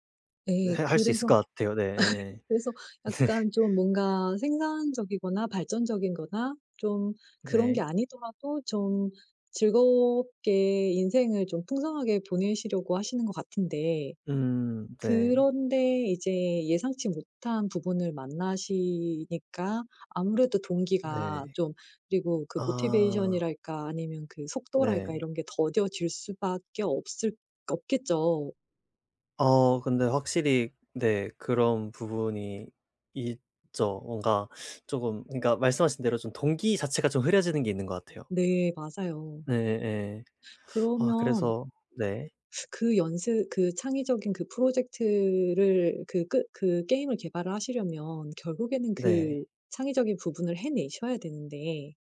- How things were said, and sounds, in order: laugh; laughing while speaking: "네"; other background noise; tapping
- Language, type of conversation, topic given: Korean, advice, 동기와 집중력이 자꾸 떨어질 때 창의적 연습을 어떻게 꾸준히 이어갈 수 있을까요?